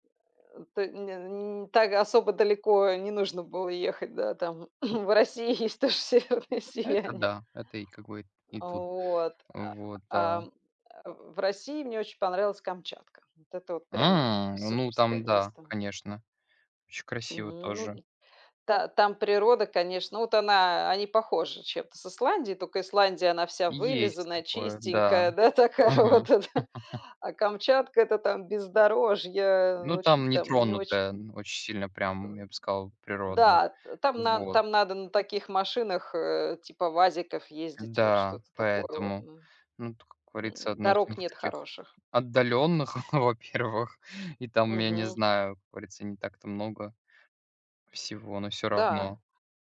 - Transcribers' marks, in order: grunt; throat clearing; laughing while speaking: "есть тоже северное сияние"; other background noise; laughing while speaking: "да, такая вот, а, да?"; chuckle; chuckle
- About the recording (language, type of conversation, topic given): Russian, unstructured, Какое хобби приносит тебе больше всего радости?